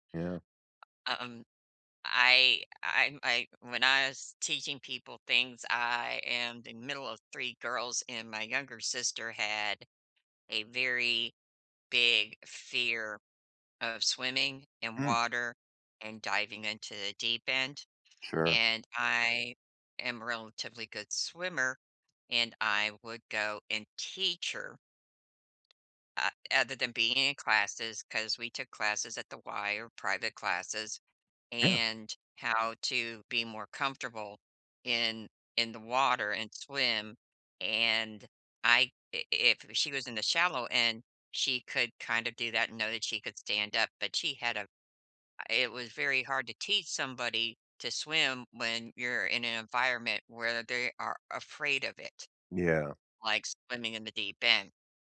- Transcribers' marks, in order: none
- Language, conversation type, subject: English, unstructured, When should I teach a friend a hobby versus letting them explore?